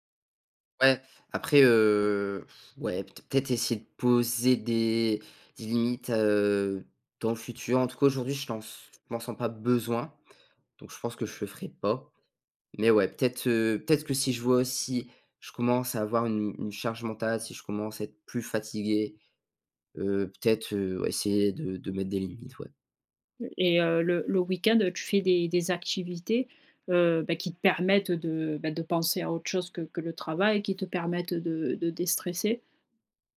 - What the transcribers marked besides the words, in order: sigh
- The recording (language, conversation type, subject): French, podcast, Comment gères-tu ton équilibre entre vie professionnelle et vie personnelle au quotidien ?
- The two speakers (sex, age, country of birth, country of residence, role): female, 25-29, France, France, host; male, 18-19, France, France, guest